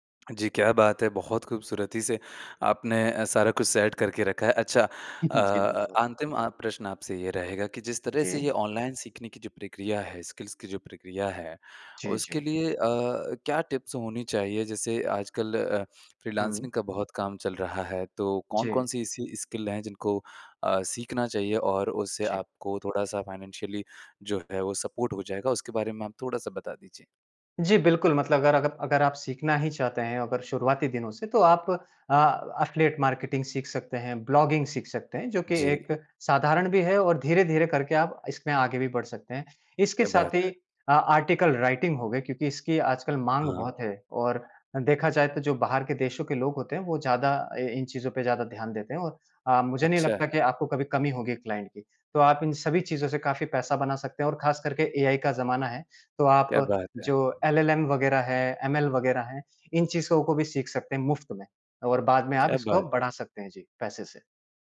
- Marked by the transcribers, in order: in English: "सेट"; chuckle; in English: "स्किल्स"; in English: "टिप्स"; in English: "फ़्रीलांसिंग"; in English: "स्किल"; in English: "फ़ाइनेंशियली"; in English: "सपोर्ट"; in English: "एफ़िलिएट मार्केटिंग"; in English: "ब्लॉगिंग"; in English: "आ आर्टिकल राइटिंग"; in English: "क्लाइंट"; in English: "एआई"; in English: "एलएलएम"; in English: "एमएल"
- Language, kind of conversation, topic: Hindi, podcast, ऑनलाइन सीखने से आपकी पढ़ाई या कौशल में क्या बदलाव आया है?